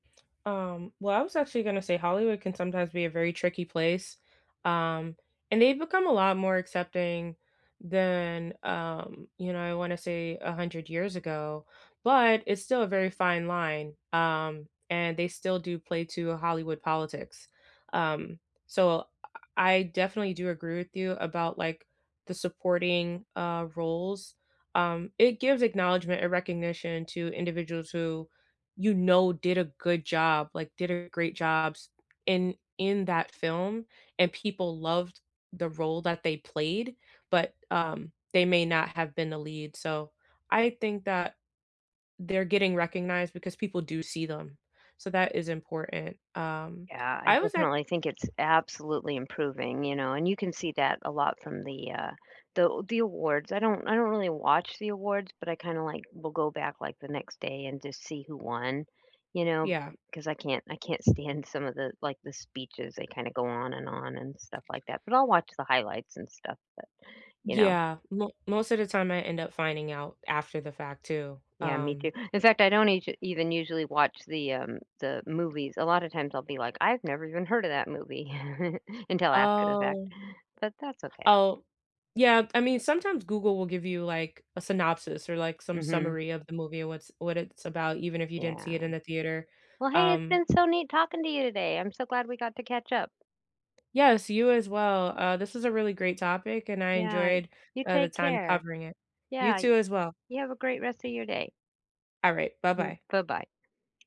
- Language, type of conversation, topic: English, unstructured, Which fictional characters from movies, TV, books, or games do you relate to most, and why?
- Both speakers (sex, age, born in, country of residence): female, 30-34, United States, United States; female, 55-59, United States, United States
- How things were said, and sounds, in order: other background noise; tapping; chuckle; drawn out: "Oh"; chuckle